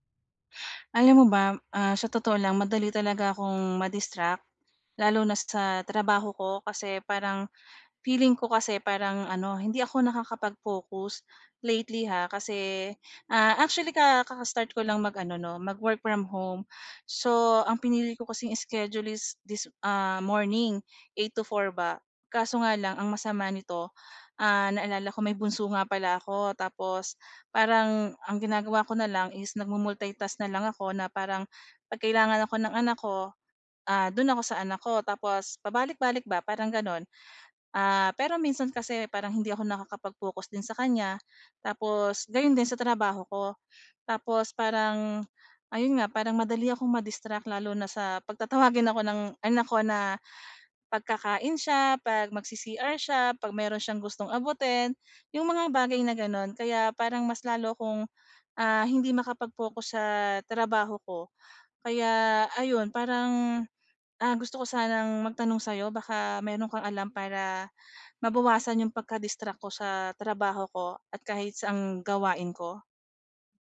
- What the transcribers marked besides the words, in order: tapping
- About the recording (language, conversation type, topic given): Filipino, advice, Paano ako makakapagpokus sa gawain kapag madali akong madistrak?